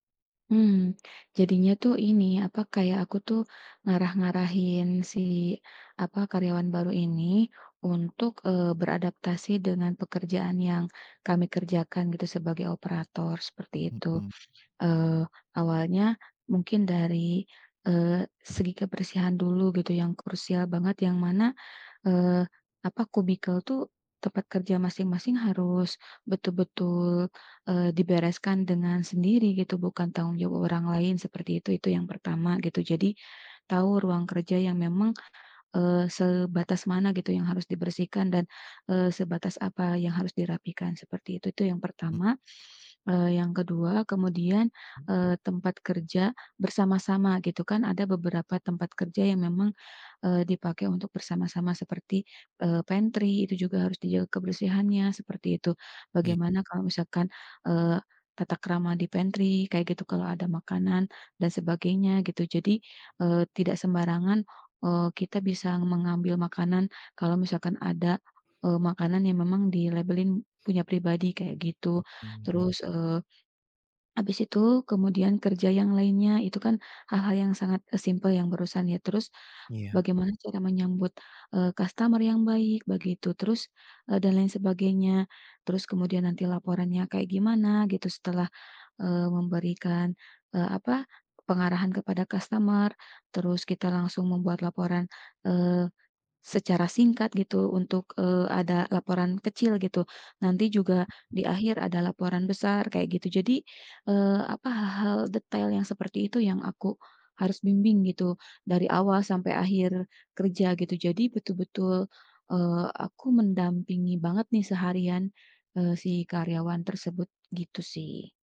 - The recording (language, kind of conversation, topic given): Indonesian, advice, Mengapa saya masih merasa tidak percaya diri meski baru saja mendapat promosi?
- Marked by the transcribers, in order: in English: "cubicle"; other background noise; in English: "pantry"; in English: "pantry"; tapping; in English: "customer"